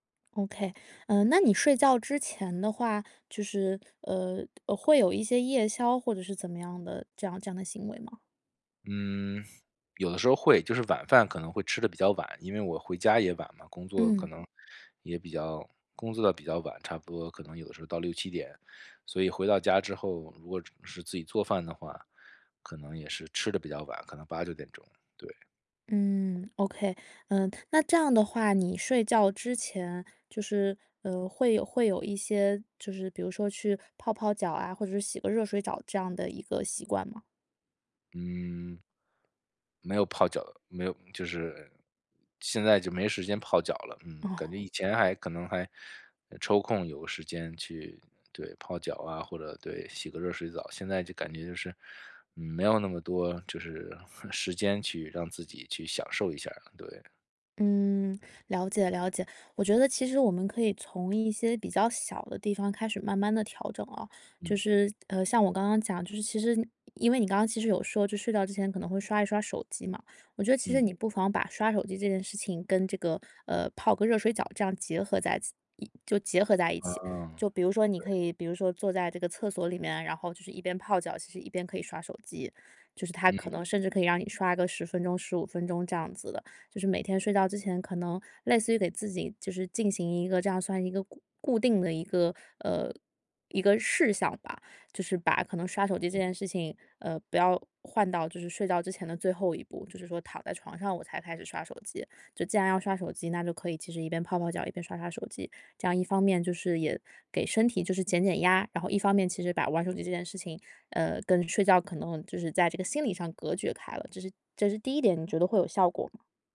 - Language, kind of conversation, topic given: Chinese, advice, 睡前如何做全身放松练习？
- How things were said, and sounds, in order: tapping; "澡" said as "找"; laughing while speaking: "哦"; chuckle; "澡" said as "角"